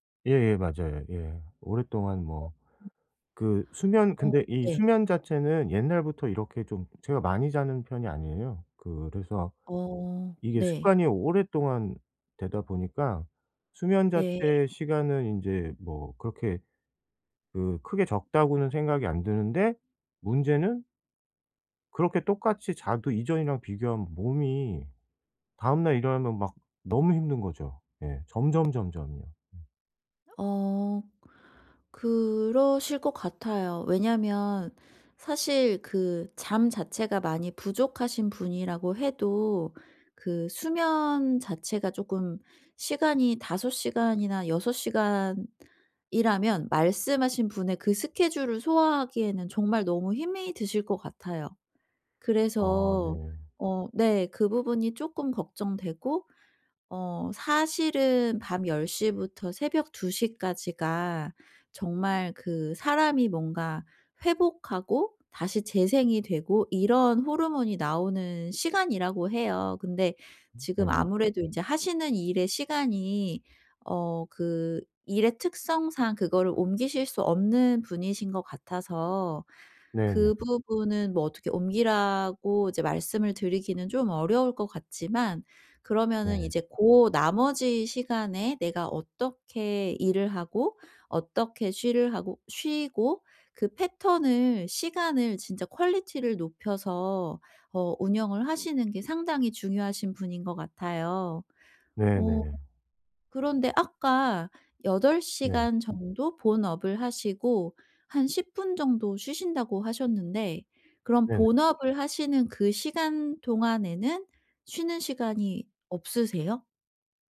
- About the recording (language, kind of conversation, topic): Korean, advice, 어떻게 하면 집에서 편하게 쉬는 습관을 꾸준히 만들 수 있을까요?
- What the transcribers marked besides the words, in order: other background noise; tapping; in English: "퀄리티를"